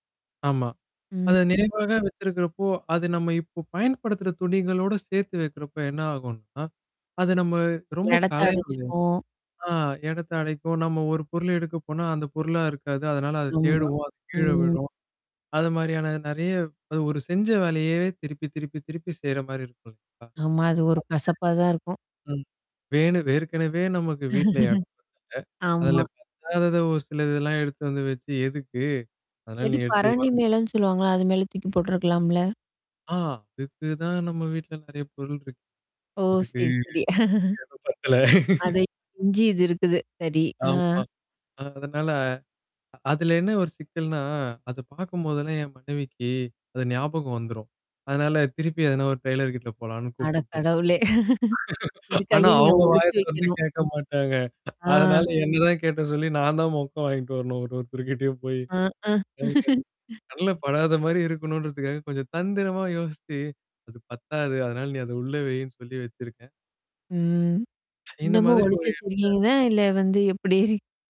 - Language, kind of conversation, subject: Tamil, podcast, வீட்டில் உள்ள இடம் பெரிதாகத் தோன்றச் செய்ய என்னென்ன எளிய உபாயங்கள் செய்யலாம்?
- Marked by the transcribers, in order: static; distorted speech; unintelligible speech; "ஏற்கனவே" said as "வேற்கனவே"; chuckle; tapping; drawn out: "அதுக்கு"; chuckle; laugh; in English: "டெய்லர்"; laugh; chuckle; other background noise; groan; laugh; chuckle; unintelligible speech; chuckle